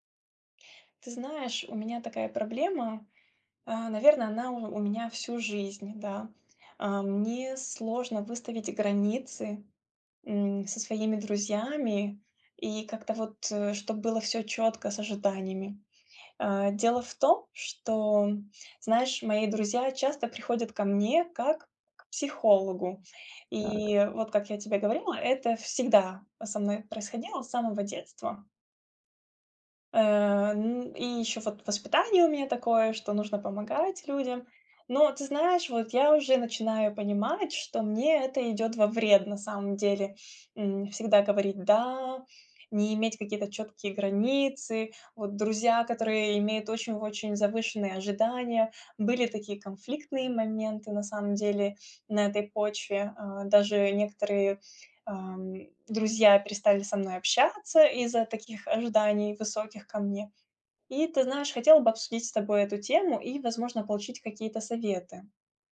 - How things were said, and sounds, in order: none
- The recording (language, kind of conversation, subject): Russian, advice, Как обсудить с партнёром границы и ожидания без ссоры?